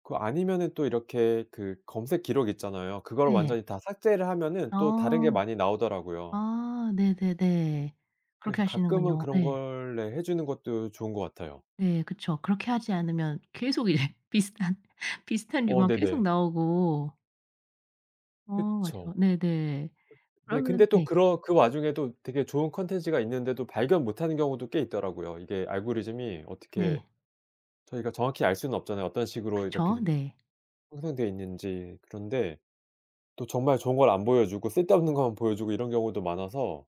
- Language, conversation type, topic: Korean, podcast, 요즘 스트리밍 서비스 덕분에 달라진 점은 무엇인가요?
- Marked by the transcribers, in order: laughing while speaking: "이제 비슷한"; other background noise